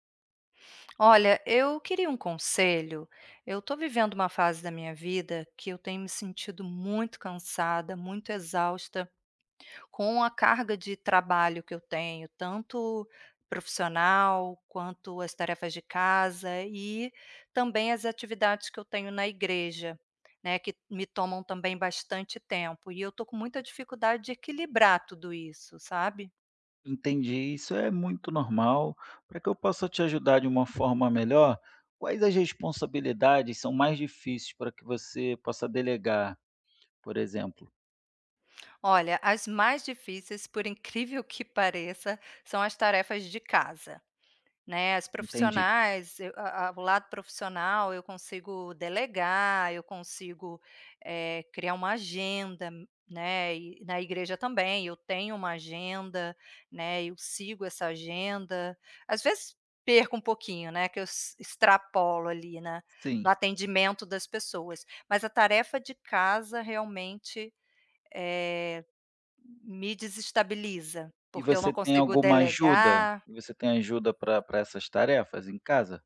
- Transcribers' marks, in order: tapping
- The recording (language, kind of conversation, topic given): Portuguese, advice, Equilíbrio entre descanso e responsabilidades